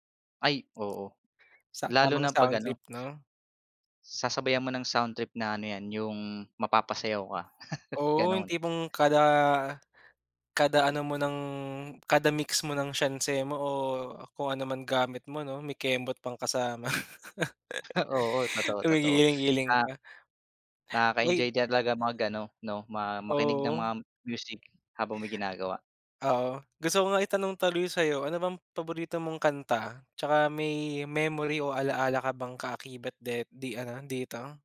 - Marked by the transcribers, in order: laugh; laugh
- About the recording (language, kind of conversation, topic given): Filipino, unstructured, Ano ang paborito mong kanta, at anong alaala ang kaakibat nito?